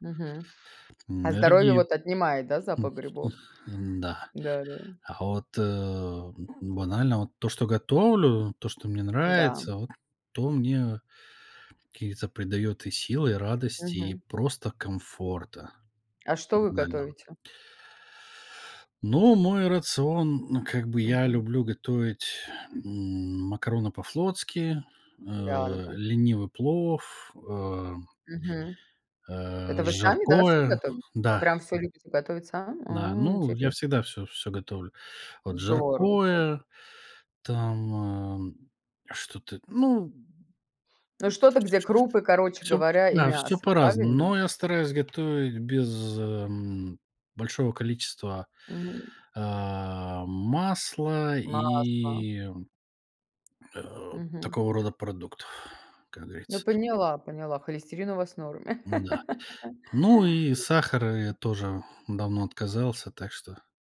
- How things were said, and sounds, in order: unintelligible speech; laugh
- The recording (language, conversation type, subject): Russian, unstructured, Как еда влияет на настроение?
- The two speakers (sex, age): female, 35-39; male, 40-44